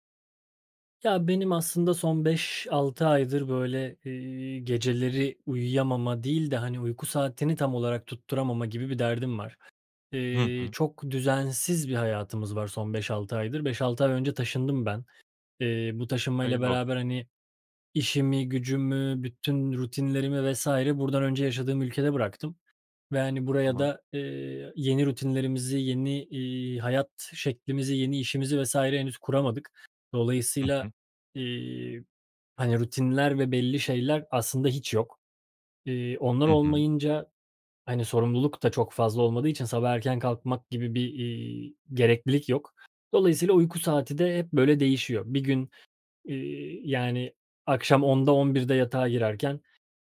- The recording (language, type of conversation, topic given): Turkish, advice, Uyku saatimi düzenli hale getiremiyorum; ne yapabilirim?
- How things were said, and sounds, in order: none